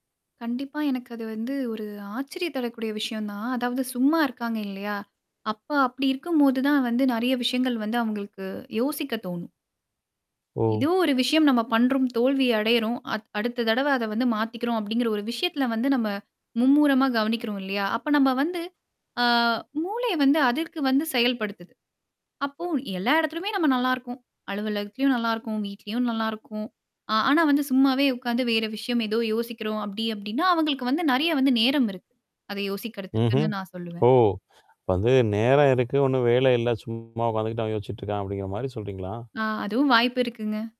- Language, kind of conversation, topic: Tamil, podcast, மனஅழுத்தம் வந்தால், நீங்கள் முதலில் என்ன செய்வீர்கள்?
- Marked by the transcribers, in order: static; other noise; drawn out: "ஆ"; distorted speech